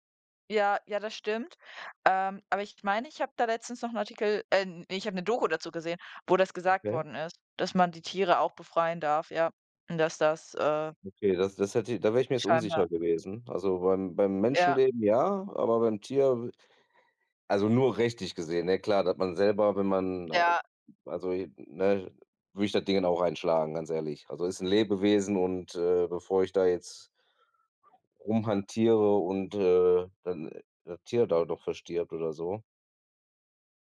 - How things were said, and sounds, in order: other background noise
- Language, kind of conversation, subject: German, unstructured, Was ärgert dich am meisten, wenn jemand Tiere schlecht behandelt?